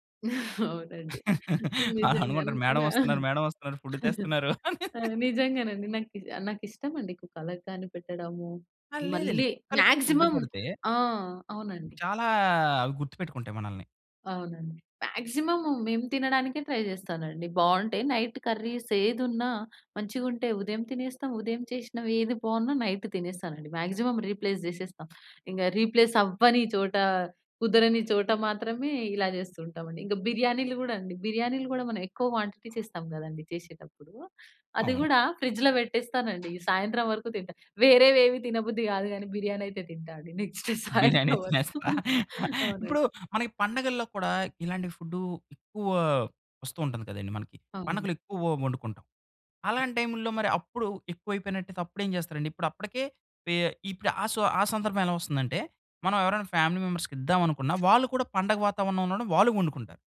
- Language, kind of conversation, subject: Telugu, podcast, మిగిలిన ఆహారాన్ని మీరు ఎలా ఉపయోగిస్తారు?
- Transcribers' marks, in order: laughing while speaking: "అవునండి. నిజంగా, నా"; laughing while speaking: "అలా అనుకుంటారు. మేడం ఒస్తున్నారు, మేడం ఒస్తున్నారు. ఫుడ్డు తెస్తున్నారు అని"; in English: "మాక్సిమం"; other background noise; in English: "మాక్సిమం"; in English: "ట్రై"; in English: "నైట్"; in English: "మాక్సిమం రీప్లేస్"; in English: "రీప్లేస్"; in English: "క్వాంటిటీ"; in English: "ఫ్రిడ్జ్‌లో"; laughing while speaking: "బిర్యానీ తినేస్తా"; laughing while speaking: "నెక్స్ట్ సాయంత్రం వరకు"; in English: "నెక్స్ట్"; in English: "ఫ్యామిలీ మెంబర్స్‌కి"